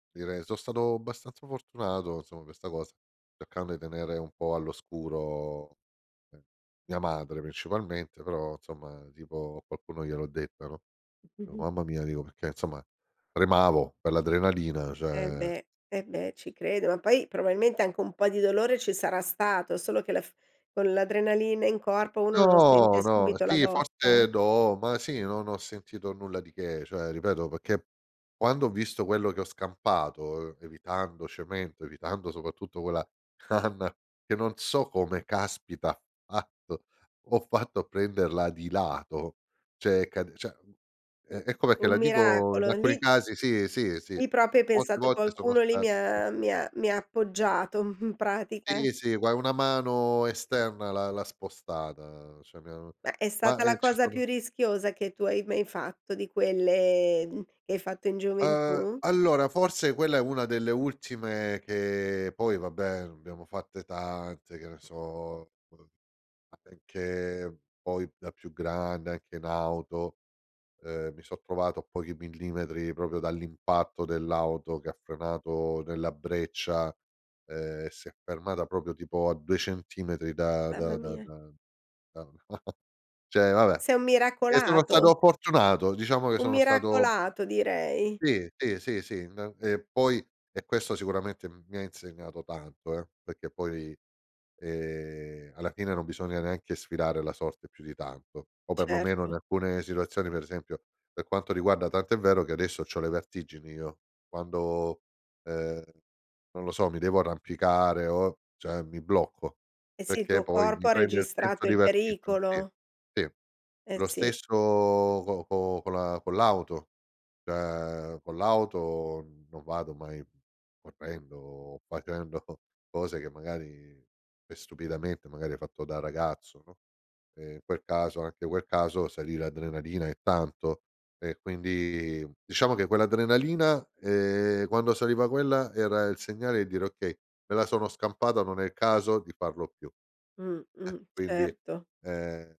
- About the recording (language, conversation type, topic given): Italian, podcast, Qual è il rischio più grande che hai corso e cosa ti ha insegnato?
- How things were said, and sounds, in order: "abbastanza" said as "bastanza"; "insomma" said as "insoma"; "cercando" said as "eccando"; "insomma" said as "zomma"; other background noise; other noise; "insomma" said as "nzoma"; "perché" said as "pecché"; "cioè" said as "ceh"; "cioè" said as "ceh"; "proprio" said as "propio"; chuckle; "Sì" said as "tì"; "cioè" said as "ceh"; unintelligible speech; "proprio" said as "propio"; "proprio" said as "propio"; chuckle; "cioè" said as "ceh"; "sì" said as "pì"; "cioè" said as "ceh"; unintelligible speech; "sì" said as "tì"; unintelligible speech; laughing while speaking: "facendo"